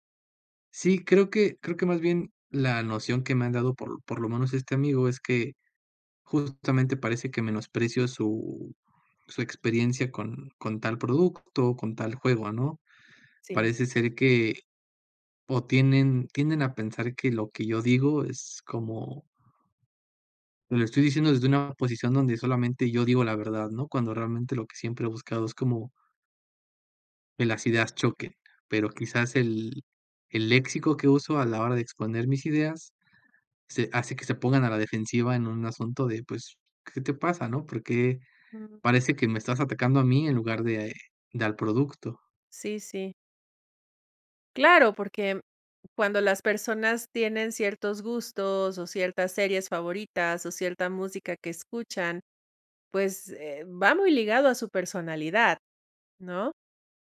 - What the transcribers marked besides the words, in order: none
- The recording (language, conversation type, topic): Spanish, advice, ¿Cómo te sientes cuando temes compartir opiniones auténticas por miedo al rechazo social?